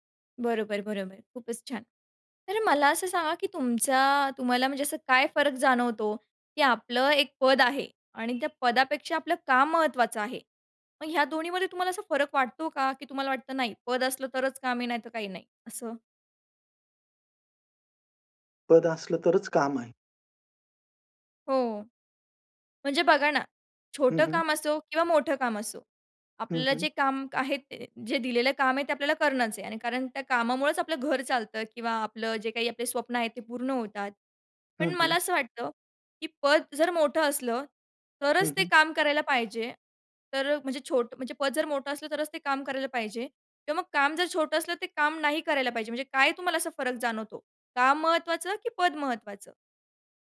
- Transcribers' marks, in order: horn
- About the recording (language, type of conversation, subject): Marathi, podcast, मोठ्या पदापेक्षा कामात समाधान का महत्त्वाचं आहे?